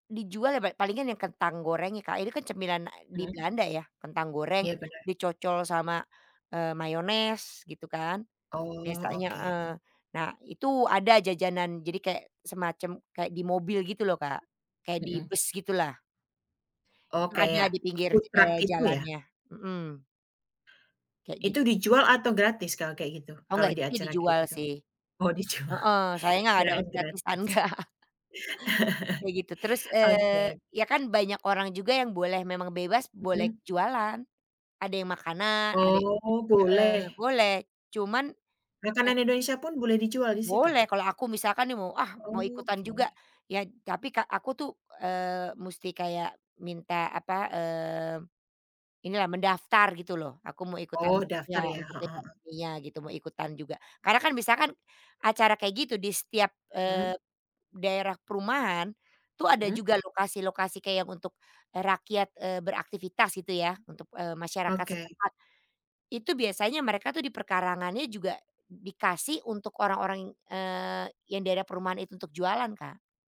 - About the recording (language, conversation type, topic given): Indonesian, podcast, Bagaimana rasanya mengikuti acara kampung atau festival setempat?
- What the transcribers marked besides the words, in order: other background noise; in English: "food truck"; laughing while speaking: "enggak"; laughing while speaking: "dijual"; laugh; tapping